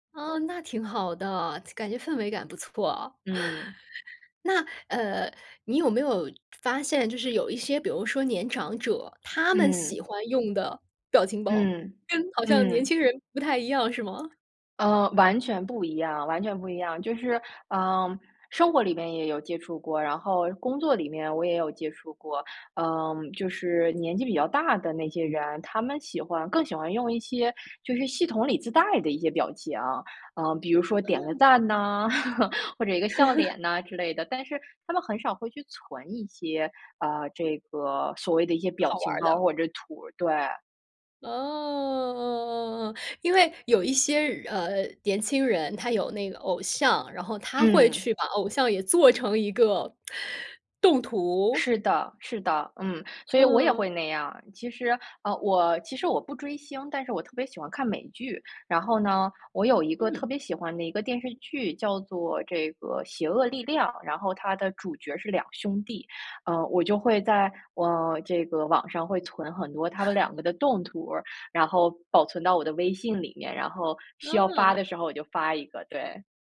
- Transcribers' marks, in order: chuckle; laughing while speaking: "跟好像年轻人不太一样是吗？"; other background noise; laugh; drawn out: "哦"; inhale; chuckle
- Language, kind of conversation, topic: Chinese, podcast, 你觉得表情包改变了沟通吗？